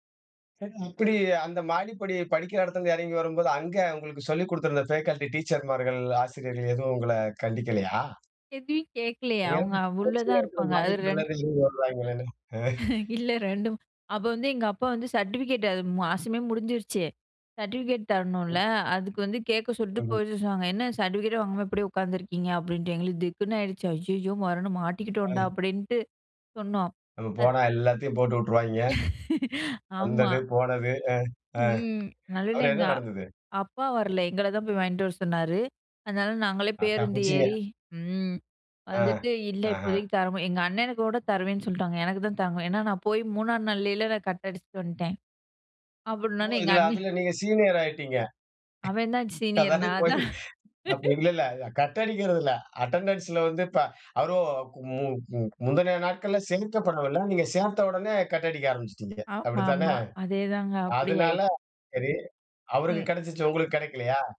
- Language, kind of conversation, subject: Tamil, podcast, சகோதரர்களுடன் உங்கள் உறவு எப்படி இருந்தது?
- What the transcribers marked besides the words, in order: "குடுத்திருந்த" said as "குடுத்துர்ந்த"; in English: "ஃபேக்கல்டி"; put-on voice: "டீச்சர்"; unintelligible speech; other background noise; snort; "சொல்லிட்டு" said as "சொல்ட்டு"; laugh; chuckle; put-on voice: "கட்"